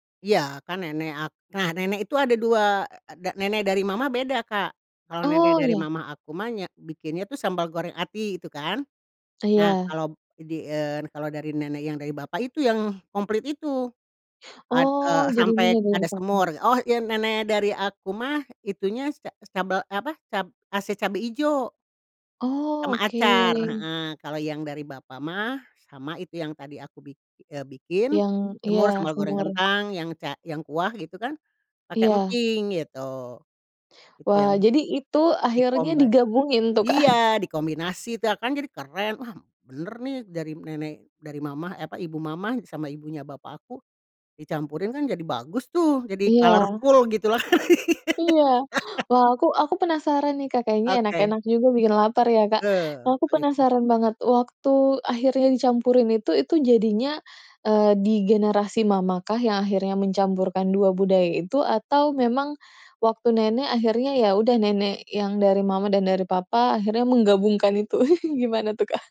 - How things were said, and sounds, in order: tapping; in Sundanese: "nya"; in English: "di-combine"; in English: "colorful"; laugh; chuckle
- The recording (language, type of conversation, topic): Indonesian, podcast, Ceritakan hidangan apa yang selalu ada di perayaan keluargamu?